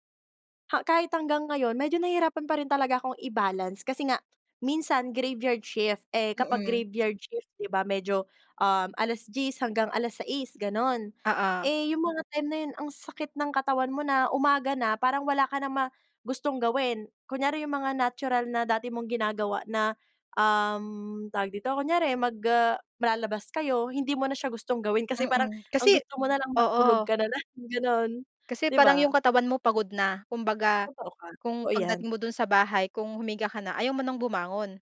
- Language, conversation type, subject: Filipino, podcast, Paano mo binabalanse ang trabaho at buhay mo?
- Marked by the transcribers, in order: in English: "graveyard shift"; in English: "graveyard shift"; tapping; laughing while speaking: "lang"